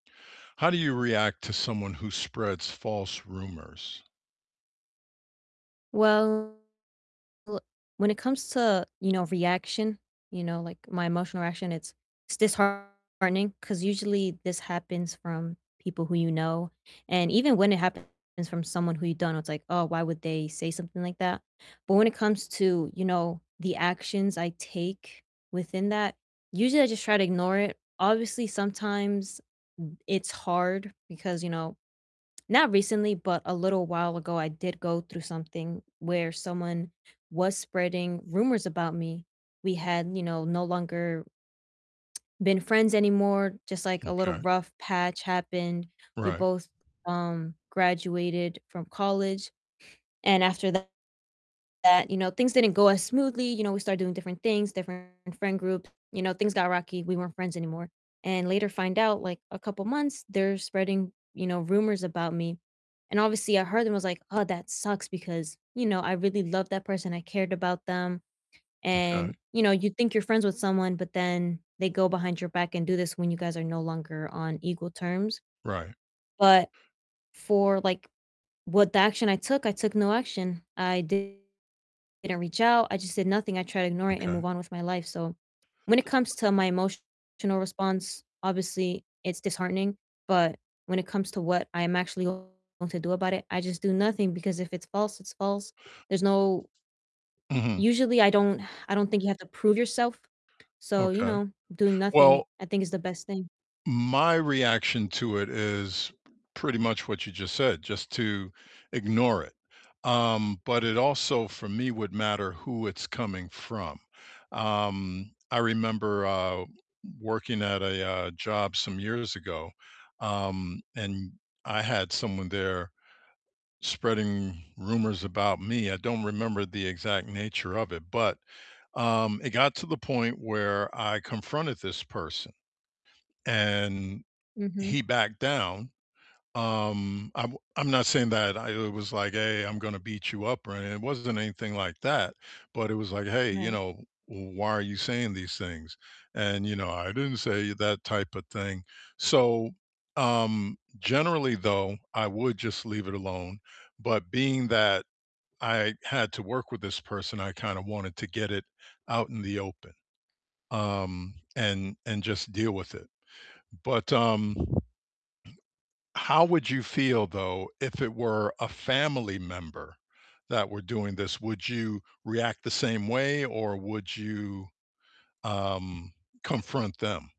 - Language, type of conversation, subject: English, unstructured, How do you react to someone who spreads false rumors?
- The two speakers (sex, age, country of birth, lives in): female, 18-19, United States, United States; male, 60-64, United States, United States
- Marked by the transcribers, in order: distorted speech; tapping; tsk; tsk; static; other background noise; sigh; put-on voice: "I didn't say"; throat clearing